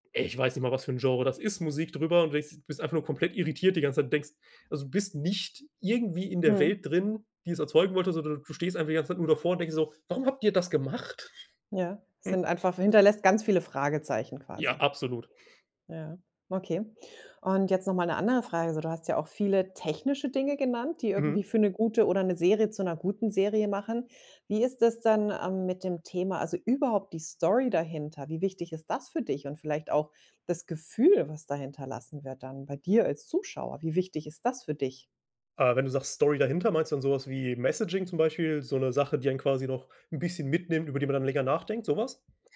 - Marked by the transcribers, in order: stressed: "nicht"; stressed: "gemacht?"; chuckle; stressed: "das"; stressed: "Gefühl"; stressed: "Zuschauer"; stressed: "das"; in English: "Messaging"
- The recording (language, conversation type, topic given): German, podcast, Was macht für dich eine richtig gute Serie aus?